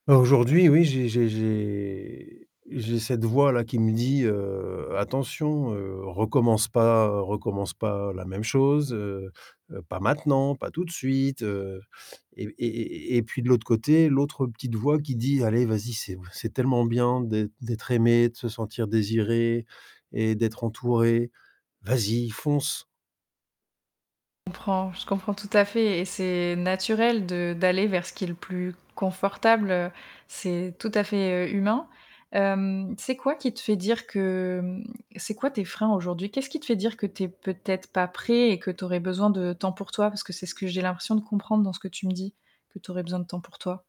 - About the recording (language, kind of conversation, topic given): French, advice, Comment décrire ta tentation d’entrer dans une relation de consolation et ta peur de répéter les mêmes erreurs ?
- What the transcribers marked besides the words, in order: static; drawn out: "j'ai"; other background noise; tapping